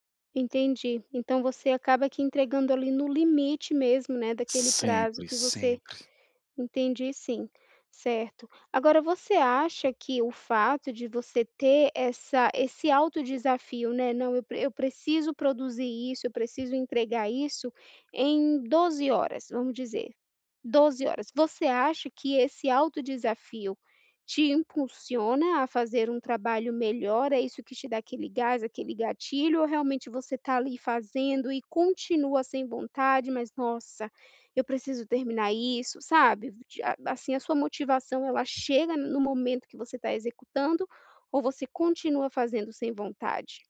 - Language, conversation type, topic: Portuguese, advice, Como posso parar de procrastinar e me sentir mais motivado?
- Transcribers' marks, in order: none